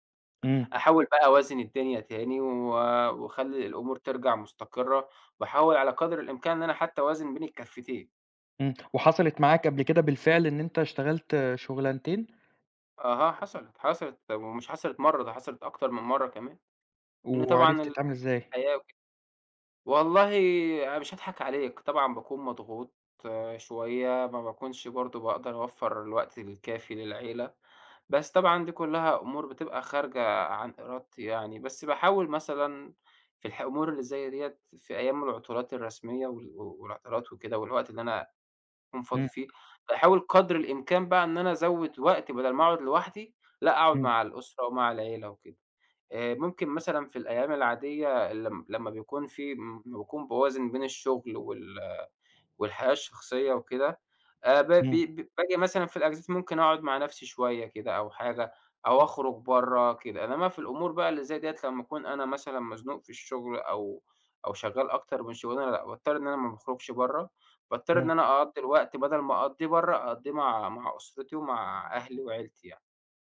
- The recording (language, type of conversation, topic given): Arabic, podcast, إزاي بتوازن بين الشغل وحياتك الشخصية؟
- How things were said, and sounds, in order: unintelligible speech; other noise; other background noise